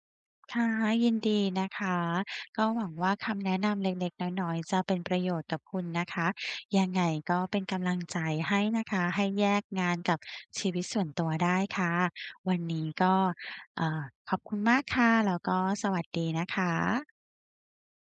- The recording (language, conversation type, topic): Thai, advice, ฉันควรเริ่มอย่างไรเพื่อแยกงานกับชีวิตส่วนตัวให้ดีขึ้น?
- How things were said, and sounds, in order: none